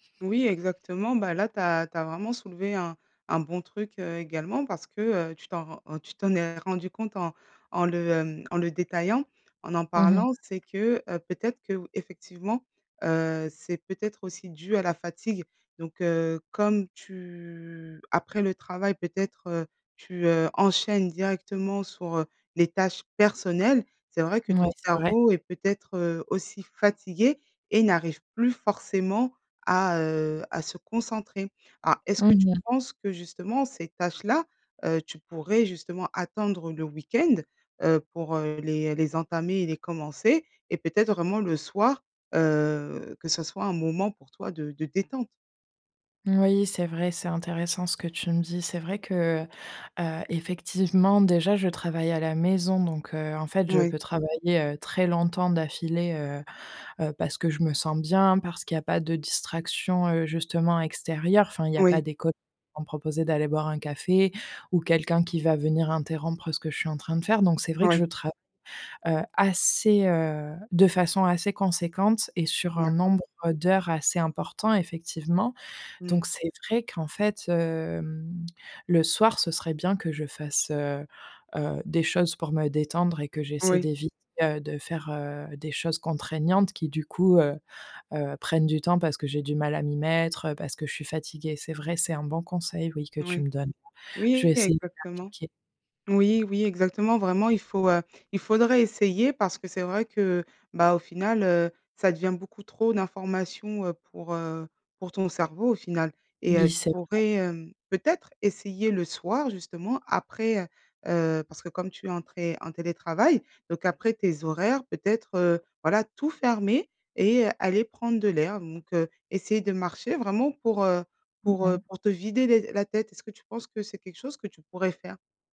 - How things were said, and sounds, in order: other background noise; drawn out: "tu"; stressed: "personnelles"; stressed: "fatigué"; stressed: "maison"; tapping
- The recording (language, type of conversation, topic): French, advice, Quelles sont vos distractions les plus fréquentes et comment vous autosabotez-vous dans vos habitudes quotidiennes ?